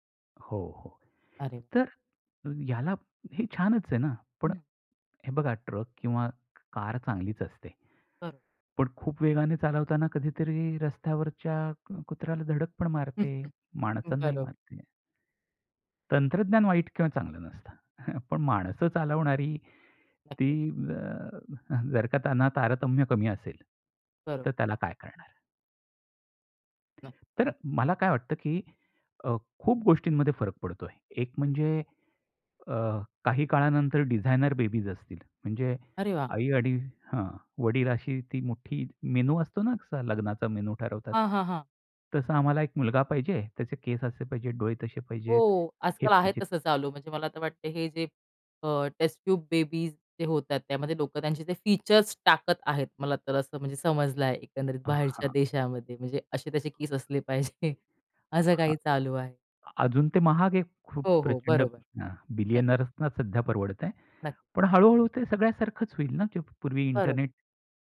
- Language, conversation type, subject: Marathi, podcast, आरोग्य क्षेत्रात तंत्रज्ञानामुळे कोणते बदल घडू शकतात, असे तुम्हाला वाटते का?
- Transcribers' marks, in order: chuckle; chuckle; other background noise; unintelligible speech; in English: "डिझाइनर बेबीज"; in English: "टेस्ट ट्यूब बेबीज"; laughing while speaking: "असले पाहिजे"